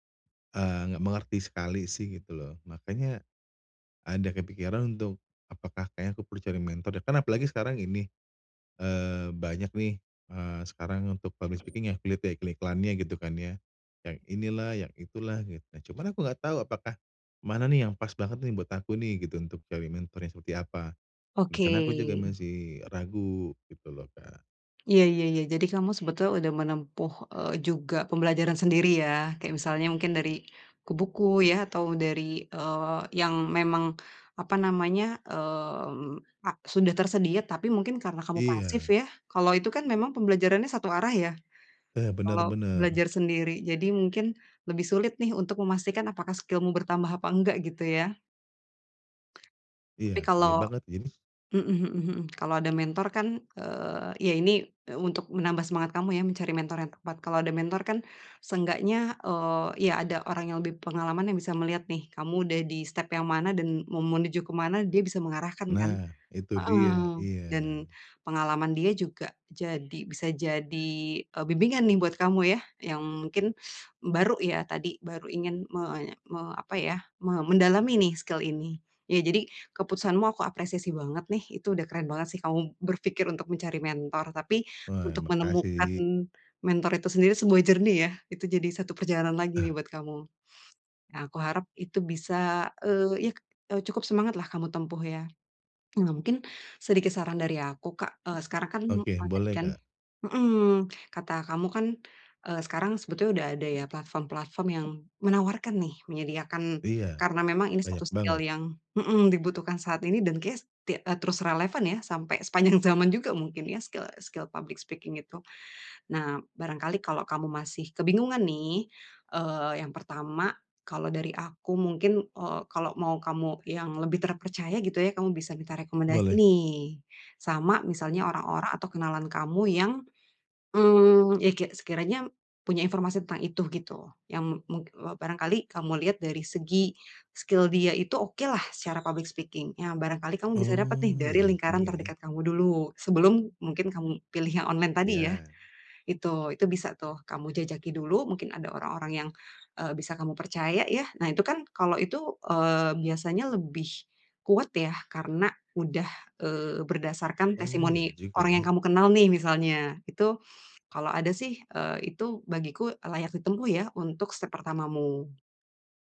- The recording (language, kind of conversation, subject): Indonesian, advice, Bagaimana cara menemukan mentor yang cocok untuk pertumbuhan karier saya?
- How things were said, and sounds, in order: in English: "public speaking"; other background noise; in English: "skillmu"; tapping; in English: "skill"; in English: "journey"; in English: "skill"; laughing while speaking: "sepanjang"; in English: "skill skill public speaking"; in English: "skill"; in English: "public speaking"